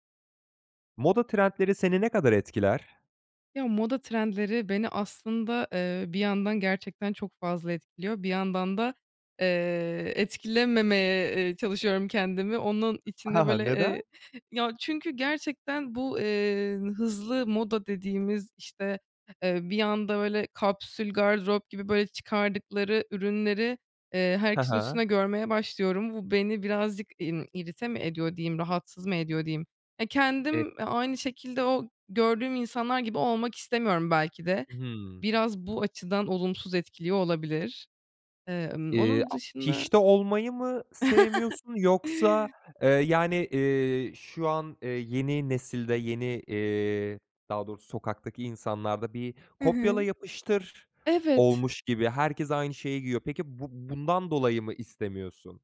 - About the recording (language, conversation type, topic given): Turkish, podcast, Moda trendleri seni ne kadar etkiler?
- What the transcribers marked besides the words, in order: chuckle; tapping; chuckle